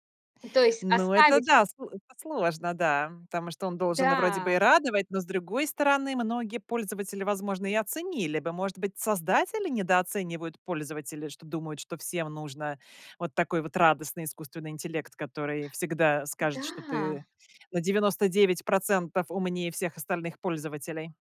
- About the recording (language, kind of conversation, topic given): Russian, podcast, Как бороться с фейками и дезинформацией в будущем?
- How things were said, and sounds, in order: other background noise